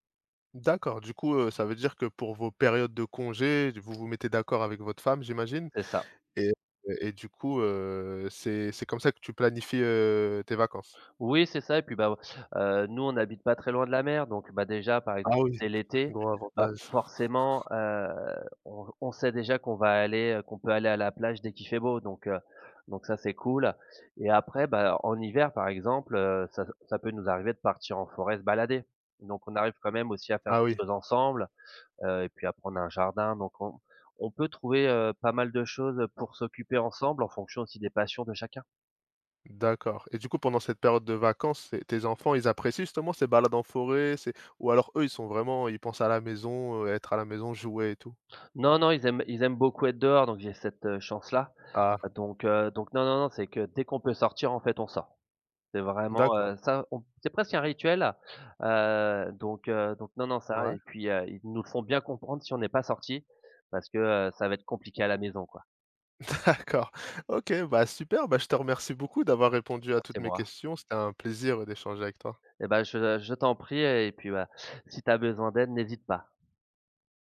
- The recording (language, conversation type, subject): French, podcast, Comment gères-tu l’équilibre entre le travail et la vie personnelle ?
- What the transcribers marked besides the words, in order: chuckle; laugh; laughing while speaking: "D'accord"